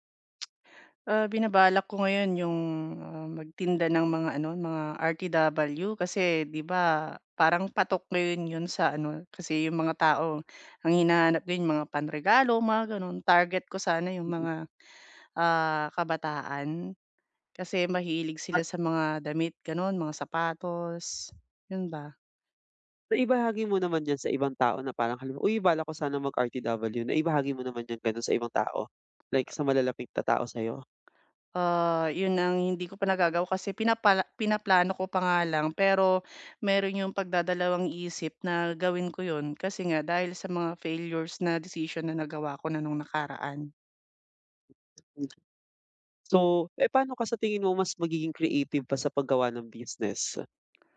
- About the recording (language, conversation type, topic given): Filipino, advice, Paano mo haharapin ang takot na magkamali o mabigo?
- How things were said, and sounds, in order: tsk; unintelligible speech; tapping